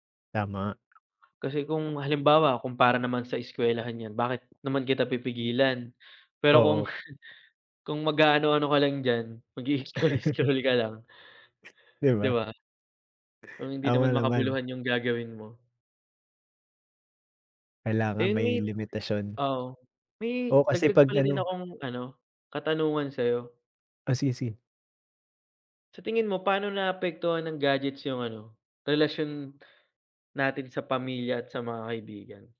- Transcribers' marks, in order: chuckle; laughing while speaking: "mag-ii-scroll-scroll ka lang"; laugh
- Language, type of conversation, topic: Filipino, unstructured, Ano ang opinyon mo sa labis na pag-asa ng mga tao sa mga kagamitang elektroniko sa kasalukuyan?